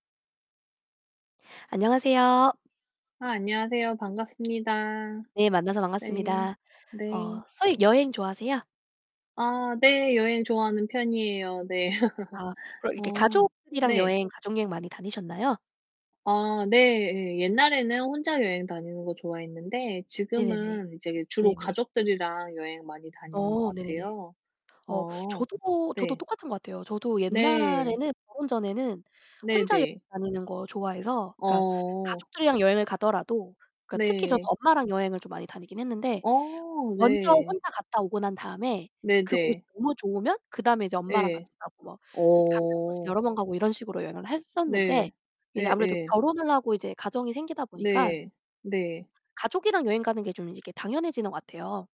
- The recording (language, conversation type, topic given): Korean, unstructured, 가장 감동적이었던 가족 여행은 무엇인가요?
- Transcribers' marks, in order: other background noise; laugh; distorted speech